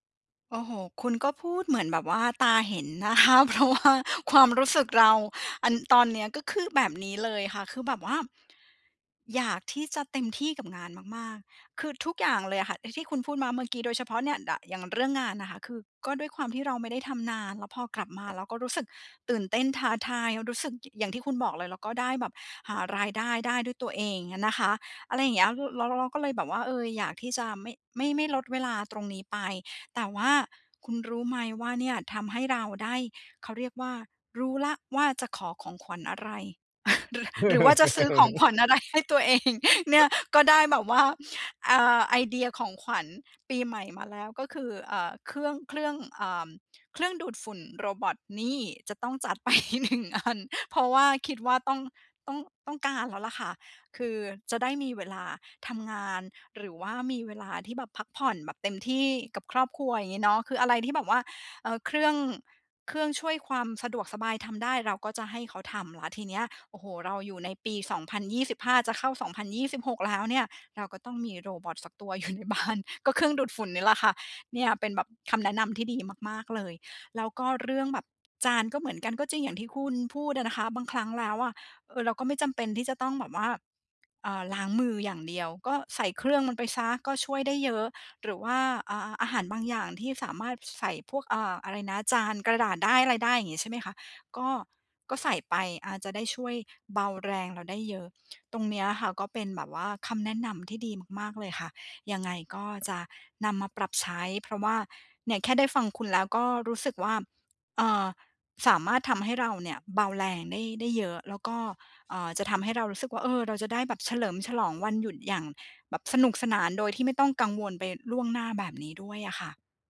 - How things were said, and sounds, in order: laughing while speaking: "คะ เพราะว่า"; chuckle; laughing while speaking: "หรือ"; laugh; laughing while speaking: "อะไรให้ตัวเอง"; other noise; laughing while speaking: "ว่า"; laughing while speaking: "ไป หนึ่ง อัน"; laughing while speaking: "อยู่ในบ้าน"; other background noise
- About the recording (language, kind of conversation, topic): Thai, advice, ฉันควรทำอย่างไรเมื่อวันหยุดทำให้ฉันรู้สึกเหนื่อยและกดดัน?